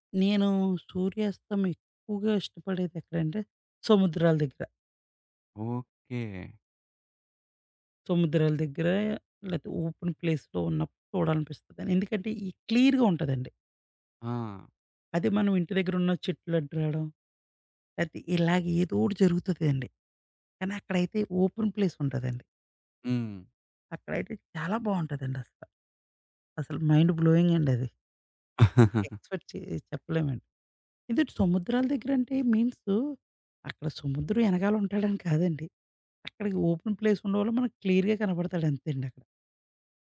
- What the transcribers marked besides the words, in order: in English: "ఓపెన్ ప్లేస్‌లో"; in English: "క్లియర్‌గా"; in English: "ఓపెన్"; in English: "మైండ్"; in English: "ఎక్స్‌పెక్ట్"; chuckle; in English: "ఓపెన్ ప్లేస్"; in English: "క్లియర్‌గా"
- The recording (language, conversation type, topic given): Telugu, podcast, సూర్యాస్తమయం చూసిన తర్వాత మీ దృష్టికోణంలో ఏ మార్పు వచ్చింది?